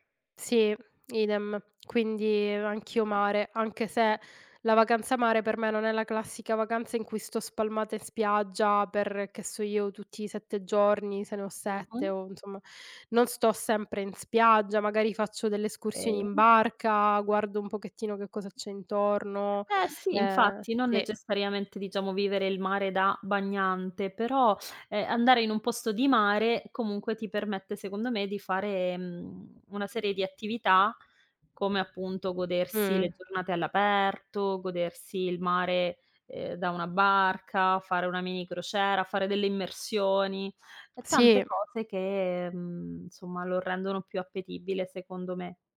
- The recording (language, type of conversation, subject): Italian, unstructured, Come decidi se fare una vacanza al mare o in montagna?
- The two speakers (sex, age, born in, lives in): female, 35-39, Italy, Italy; female, 40-44, Italy, Italy
- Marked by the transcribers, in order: "Okay" said as "ay"; other background noise; tapping